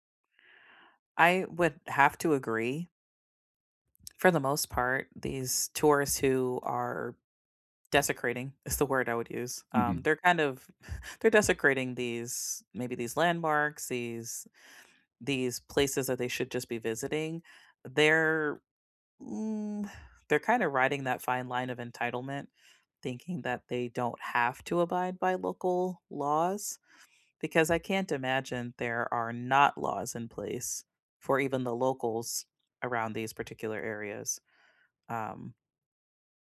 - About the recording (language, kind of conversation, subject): English, unstructured, What do you think about tourists who litter or damage places?
- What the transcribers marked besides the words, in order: other background noise; chuckle